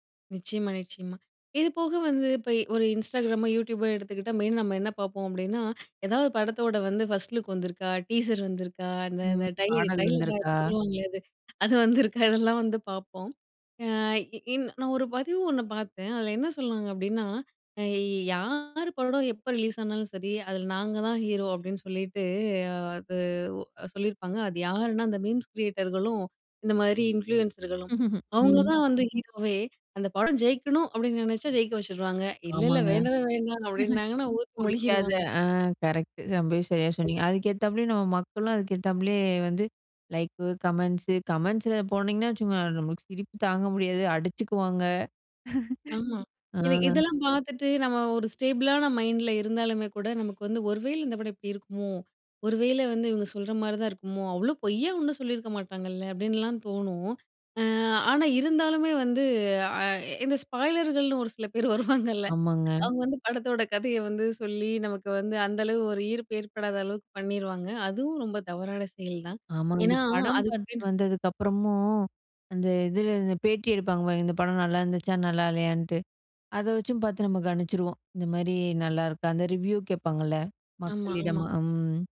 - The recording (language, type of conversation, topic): Tamil, podcast, ஒரு நடிகர் சமூக ஊடகத்தில் (இன்ஸ்டாகிராம் போன்றவற்றில்) இடும் பதிவுகள், ஒரு திரைப்படத்தின் வெற்றியை எவ்வாறு பாதிக்கின்றன?
- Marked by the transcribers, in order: in English: "ஃபர்ஸ்ட் லுக்"; in English: "டீசர்"; in English: "ட்ரெய்லரோ"; laughing while speaking: "அது வந்துருக்கா இதெல்லாம்"; in English: "மீம்ஸ் கிரியேட்டர்களும்"; in English: "இன்ஃப்ளூயன்ஸர்களும்"; chuckle; chuckle; unintelligible speech; in English: "லைக்கு, கமெண்ட்ஸு கமெண்ட்ஸில"; chuckle; in English: "ஸ்டேபிள்ளான"; "அவுங்களும்" said as "அவ்வளும்"; in English: "ஸ்பாய்லர்கள்ன்னு"; laughing while speaking: "பேர் வருவாங்கல்ல"